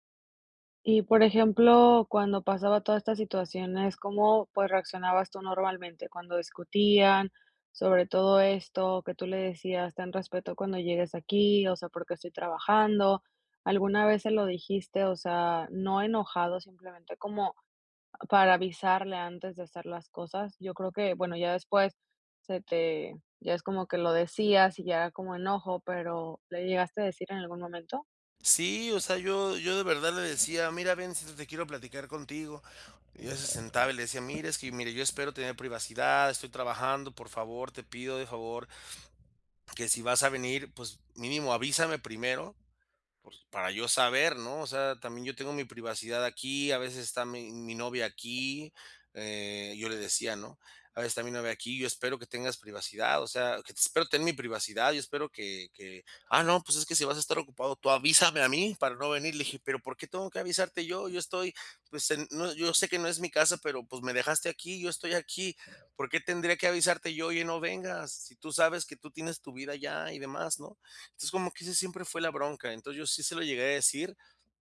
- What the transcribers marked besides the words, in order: other background noise; sniff
- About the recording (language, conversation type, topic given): Spanish, advice, ¿Cómo pueden resolver los desacuerdos sobre la crianza sin dañar la relación familiar?
- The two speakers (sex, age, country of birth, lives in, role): female, 30-34, Mexico, United States, advisor; male, 35-39, Mexico, Mexico, user